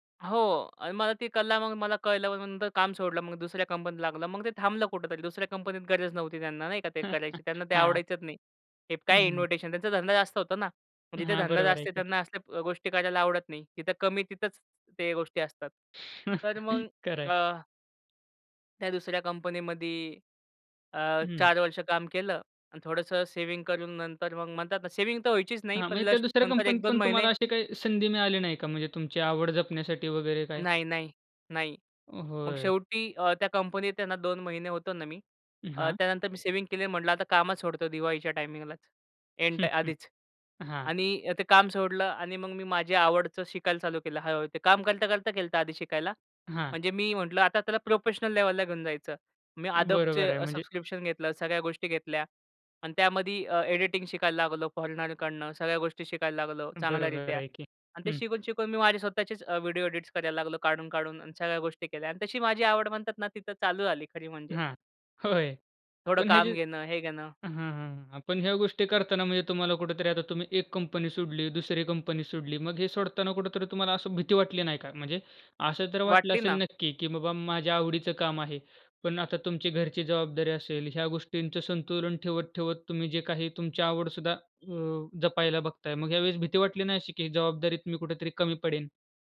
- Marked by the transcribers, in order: chuckle; in English: "इन्विटेशन"; tapping; chuckle; other background noise; chuckle; laughing while speaking: "होय"; horn
- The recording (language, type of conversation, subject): Marathi, podcast, तुमची आवड कशी विकसित झाली?